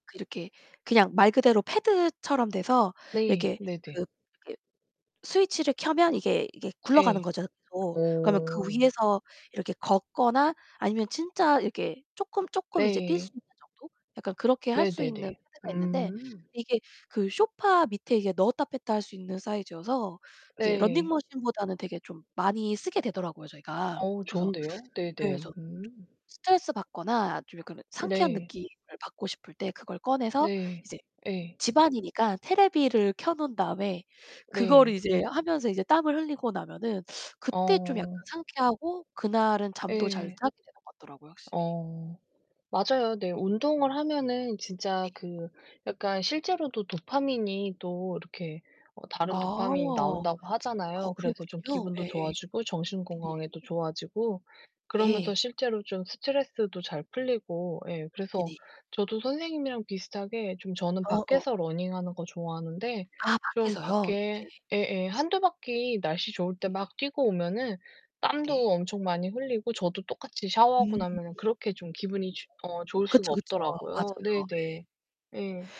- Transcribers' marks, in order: distorted speech; other background noise; tapping
- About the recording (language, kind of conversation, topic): Korean, unstructured, 스트레스를 풀 때 나만의 방법이 있나요?